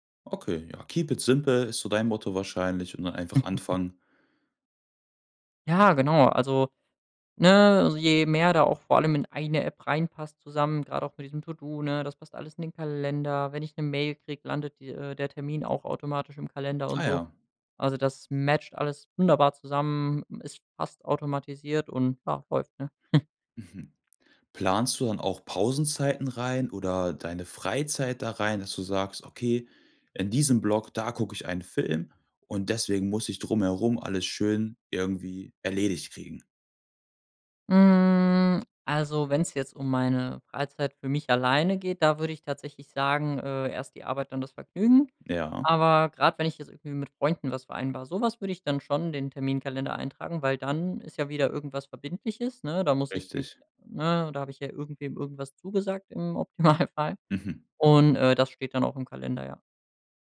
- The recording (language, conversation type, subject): German, podcast, Was hilft dir, zu Hause wirklich produktiv zu bleiben?
- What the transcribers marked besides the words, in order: in English: "Keep it simple"; chuckle; put-on voice: "in den Kalender"; other background noise; in English: "matcht"; chuckle; drawn out: "Mhm"; laughing while speaking: "Optimalfall"